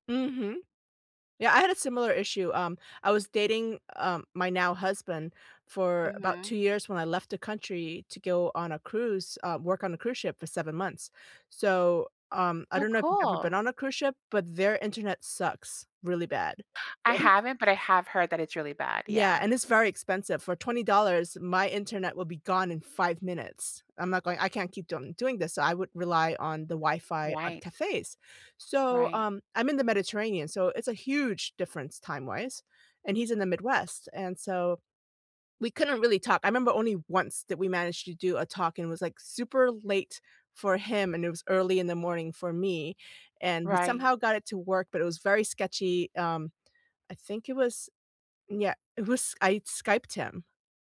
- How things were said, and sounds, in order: chuckle
- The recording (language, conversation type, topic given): English, unstructured, What check-in rhythm feels right without being clingy in long-distance relationships?